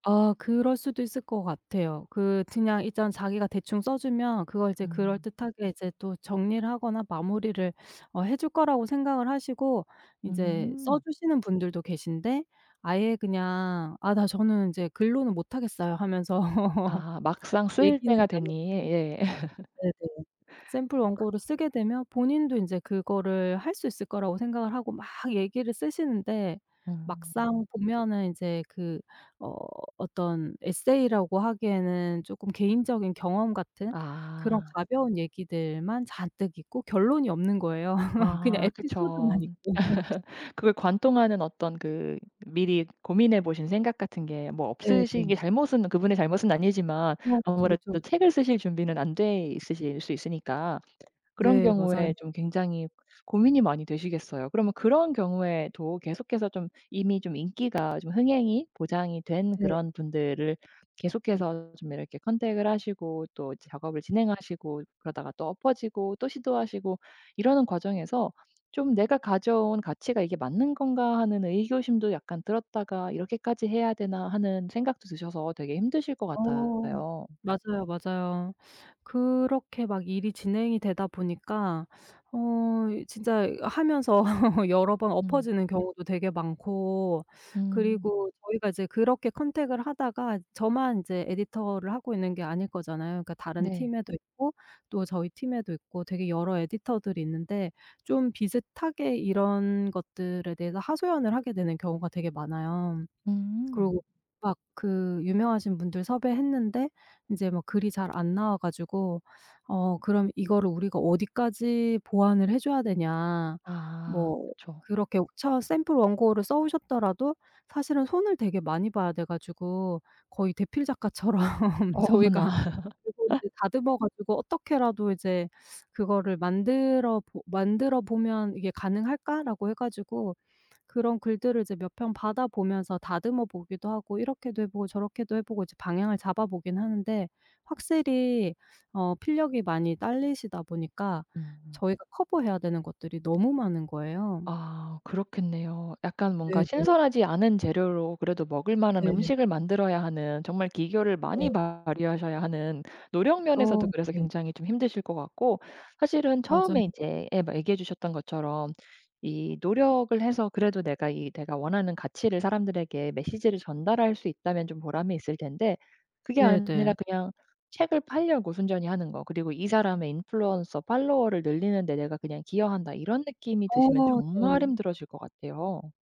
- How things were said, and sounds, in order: teeth sucking; laugh; other background noise; laugh; in English: "컨택을"; laugh; in English: "컨택을"; tapping; in English: "에디터를"; in English: "에디터들이"; laughing while speaking: "작가처럼"; unintelligible speech; laughing while speaking: "어머나"; laugh
- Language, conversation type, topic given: Korean, advice, 개인 가치와 직업 목표가 충돌할 때 어떻게 해결할 수 있을까요?